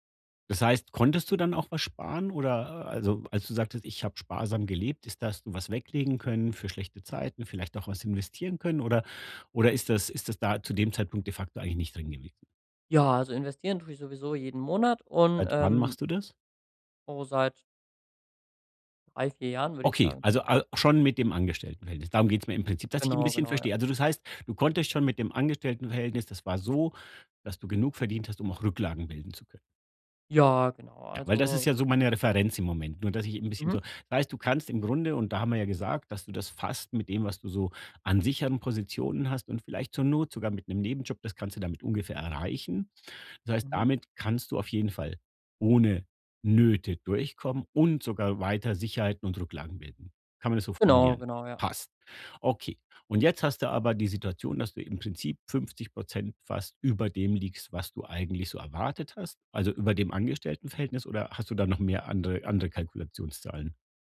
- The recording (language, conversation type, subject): German, advice, Wie kann ich in der frühen Gründungsphase meine Liquidität und Ausgabenplanung so steuern, dass ich das Risiko gering halte?
- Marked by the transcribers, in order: other background noise; unintelligible speech